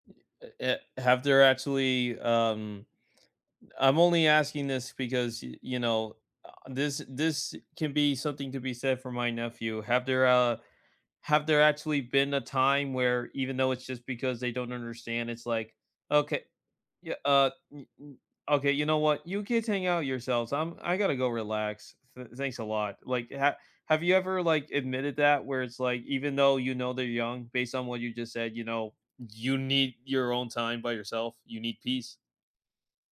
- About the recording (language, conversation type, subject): English, unstructured, How do you navigate conflict without losing kindness?
- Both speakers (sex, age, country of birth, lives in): female, 25-29, United States, United States; male, 20-24, United States, United States
- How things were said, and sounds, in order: none